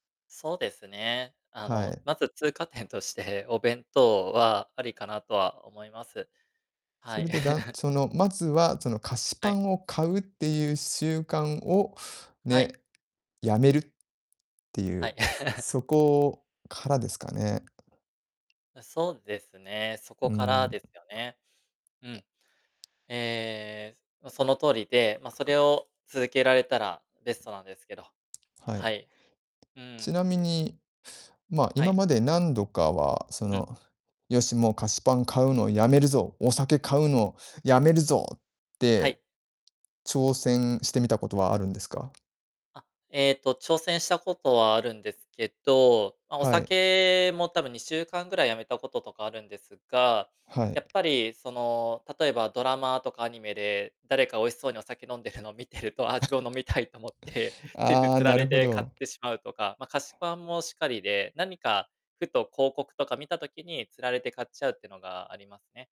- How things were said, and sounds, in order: distorted speech; chuckle; laugh; tapping; other noise
- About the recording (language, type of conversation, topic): Japanese, advice, 浪費癖をやめたいのに、意志が続かないのはどうすれば改善できますか？